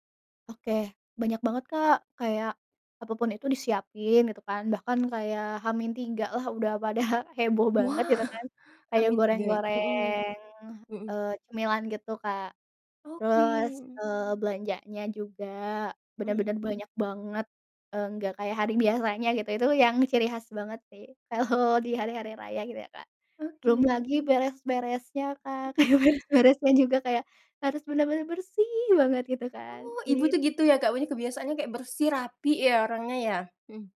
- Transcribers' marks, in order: laughing while speaking: "pada"; chuckle; laughing while speaking: "kalau"; laughing while speaking: "kayak beres-beresnya juga kayak"; chuckle
- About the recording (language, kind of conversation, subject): Indonesian, podcast, Apakah ada makanan yang selalu disajikan saat liburan keluarga?